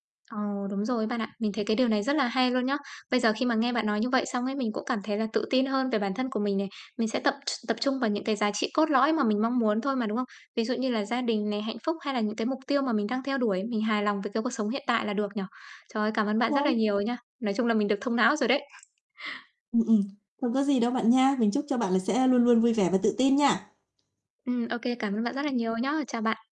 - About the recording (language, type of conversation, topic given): Vietnamese, advice, Làm sao để bạn vững vàng trước áp lực xã hội về danh tính của mình?
- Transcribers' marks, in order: other background noise; tapping; distorted speech; static